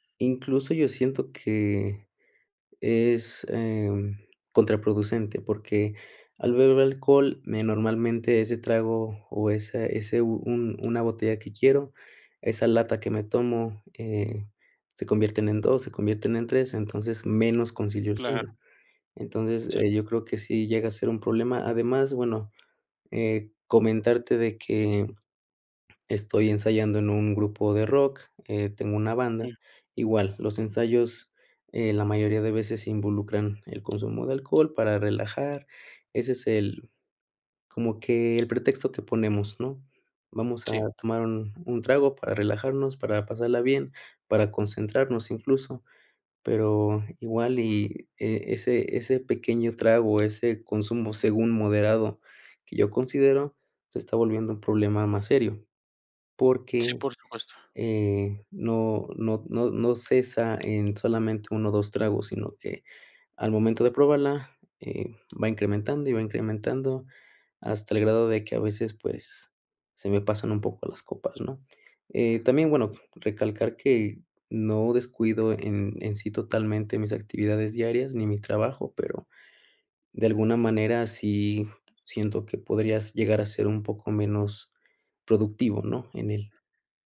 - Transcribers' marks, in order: other background noise
- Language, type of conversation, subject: Spanish, advice, ¿Cómo afecta tu consumo de café o alcohol a tu sueño?